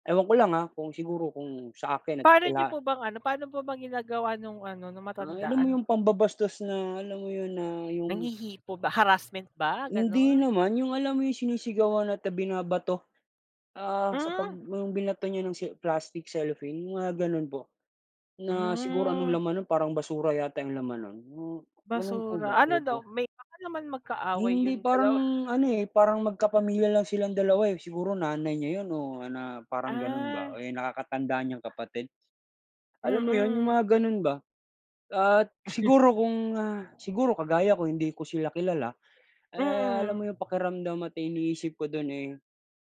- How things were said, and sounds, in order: other background noise; tapping; other street noise; other animal sound; scoff; dog barking; chuckle; other noise
- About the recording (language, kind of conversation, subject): Filipino, unstructured, Ano ang iniisip mo kapag may taong walang respeto sa pampublikong lugar?